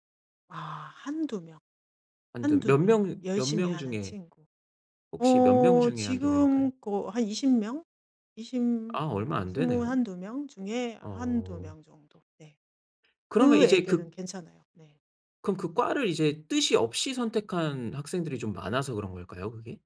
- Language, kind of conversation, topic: Korean, advice, 사회적 압력 속에서도 진정성을 유지하려면 어떻게 해야 할까요?
- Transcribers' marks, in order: tapping